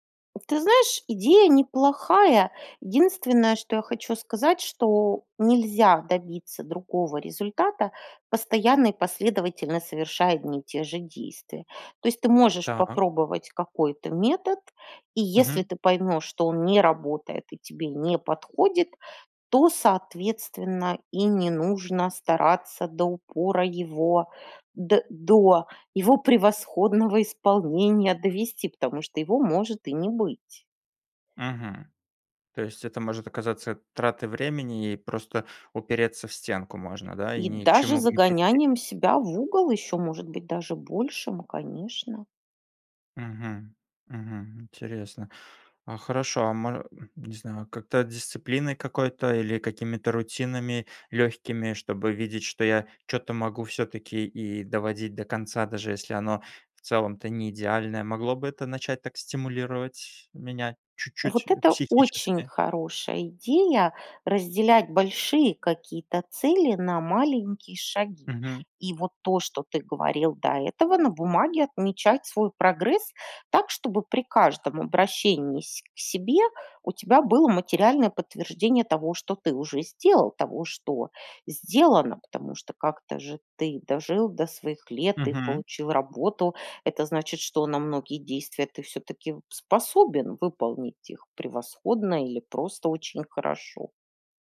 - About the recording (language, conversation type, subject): Russian, advice, Как самокритика мешает вам начинать новые проекты?
- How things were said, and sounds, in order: other background noise